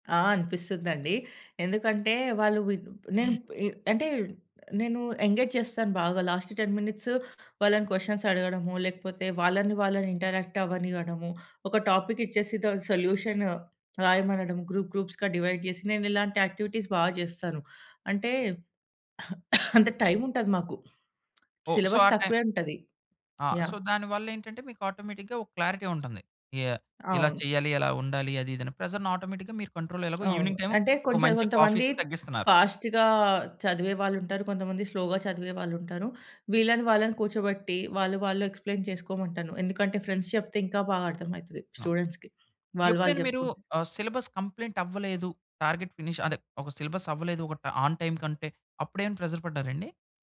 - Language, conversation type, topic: Telugu, podcast, నువ్వు రోజూ ఒత్తిడిని ఎలా నిర్వహిస్తావు?
- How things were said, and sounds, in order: in English: "ఎంగేజ్"; in English: "లాస్ట్ టెన్ మినిట్స్"; in English: "క్వెషన్స్"; in English: "ఇంటరాక్ట్"; in English: "టాపిక్"; in English: "సొల్యూషన్"; in English: "గ్రూప్ గ్రూప్స్‌గా డివైడ్"; in English: "యాక్టివిటీస్"; cough; other background noise; in English: "సో"; in English: "సిలబస్"; in English: "ఆటోమేటిక్‌గా"; in English: "క్లారిటీ"; in English: "ప్రెషర్‌ని ఆటోమేటిక్‌గా"; in English: "కంట్రోల్‌లో"; in English: "ఈవినింగ్"; in English: "ఫాస్ట్‌గా"; in English: "కాఫీ‌తో"; in English: "స్లో‌గా"; in English: "ఎక్స్‌ప్లెయిన్"; in English: "ఫ్రెండ్స్"; in English: "స్టూడెంట్స్‌కి"; in English: "సిలబస్ కంప్లెయింట్"; in English: "టార్గెట్ ఫినిష్"; in English: "సిలబస్"; in English: "ఆన్ టైమ్"; in English: "ప్రెషర్"